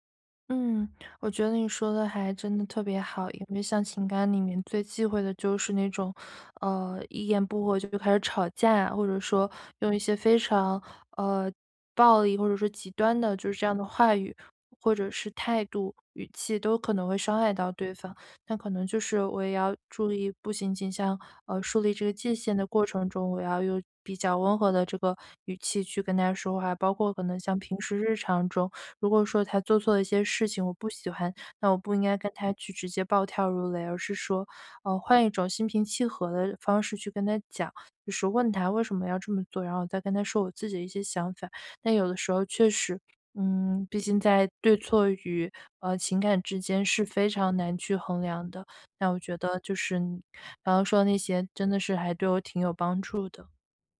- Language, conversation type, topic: Chinese, advice, 我该如何在新关系中设立情感界限？
- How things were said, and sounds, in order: none